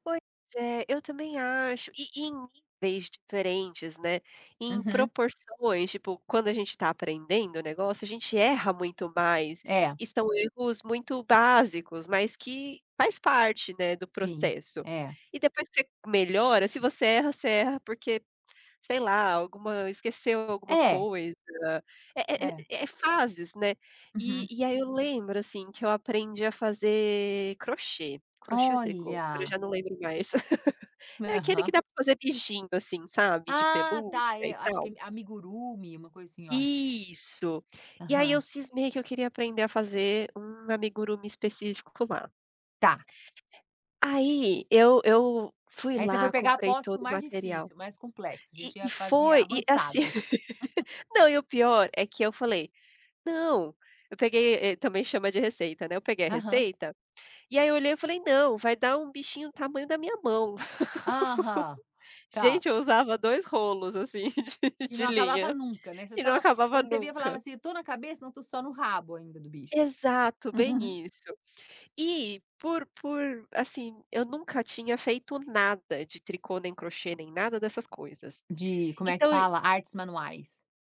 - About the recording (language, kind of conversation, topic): Portuguese, unstructured, Como enfrentar momentos de fracasso sem desistir?
- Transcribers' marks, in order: drawn out: "Olha"; laugh; other background noise; laugh; chuckle; laugh; chuckle